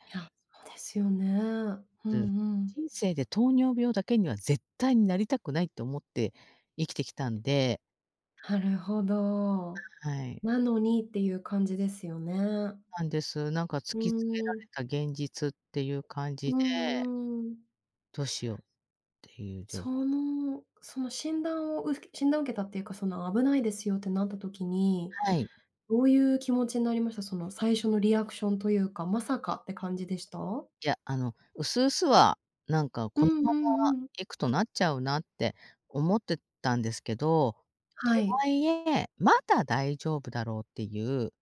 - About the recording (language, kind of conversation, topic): Japanese, advice, 健康診断で異常が出て生活習慣を変えなければならないとき、どうすればよいですか？
- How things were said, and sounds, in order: other background noise